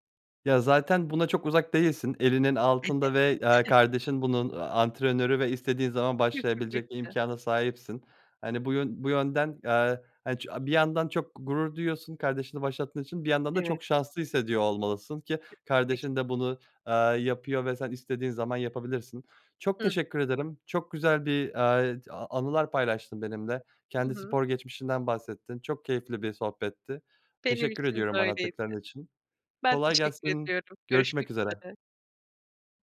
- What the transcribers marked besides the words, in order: unintelligible speech; unintelligible speech
- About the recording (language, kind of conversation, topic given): Turkish, podcast, Bıraktığın hangi hobiye yeniden başlamak isterdin?